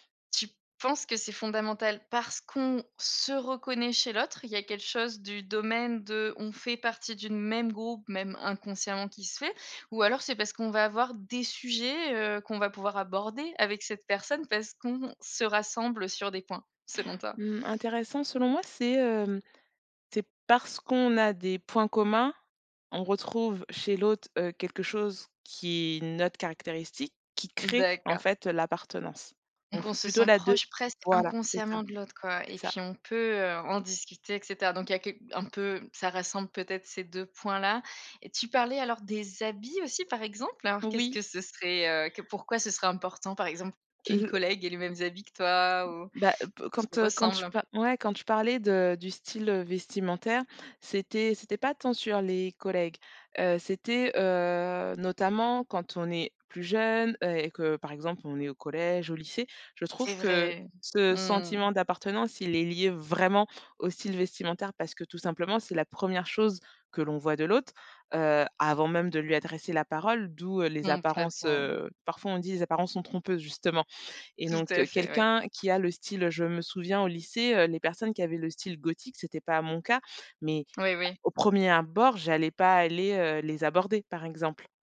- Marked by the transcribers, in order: stressed: "se"; stressed: "même"; stressed: "des"; other background noise; other noise; drawn out: "heu"; stressed: "vraiment"
- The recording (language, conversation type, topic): French, podcast, Qu’est-ce qui crée un véritable sentiment d’appartenance ?
- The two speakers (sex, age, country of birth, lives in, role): female, 35-39, France, France, guest; female, 35-39, France, Germany, host